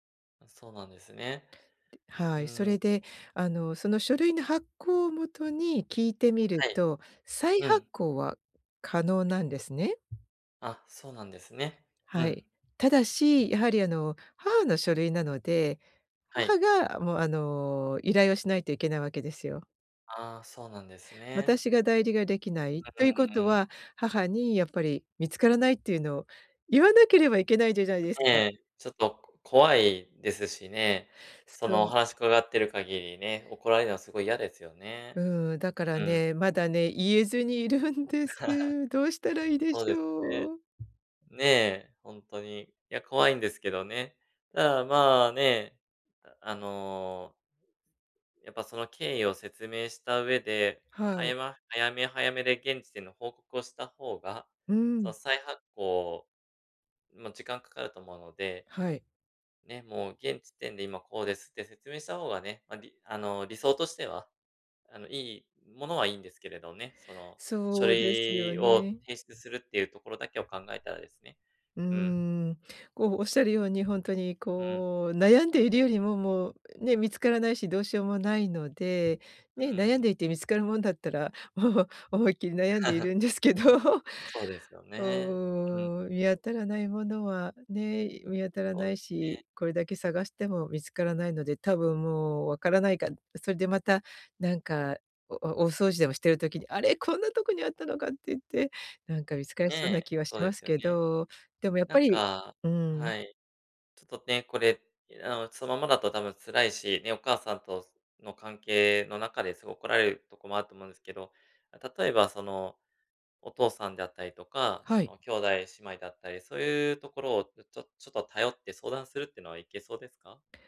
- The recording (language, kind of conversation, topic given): Japanese, advice, ミスを認めて関係を修復するためには、どのような手順で信頼を回復すればよいですか？
- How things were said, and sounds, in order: tapping; other background noise; laughing while speaking: "言えずにいるんです"; laugh; laughing while speaking: "もう思いっきり悩んでいるんですけど"; laugh; chuckle